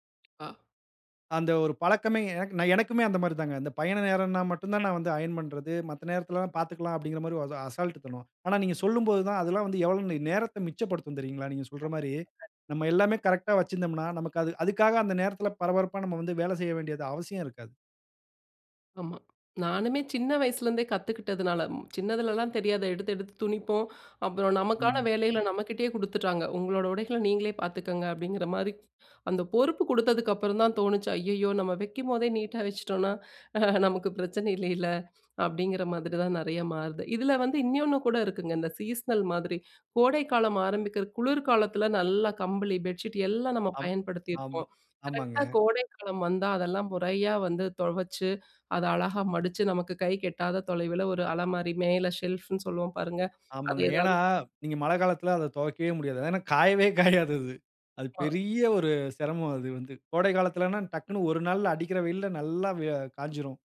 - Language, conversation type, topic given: Tamil, podcast, குறைந்த சில அவசியமான உடைகளுடன் ஒரு எளிய அலமாரி அமைப்பை முயற்சி செய்தால், அது உங்களுக்கு எப்படி இருக்கும்?
- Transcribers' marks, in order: other noise; unintelligible speech; chuckle; "துவச்சு" said as "தொவச்சு"; other background noise; laughing while speaking: "ஏன்னா காயவே காயாது அது"; tapping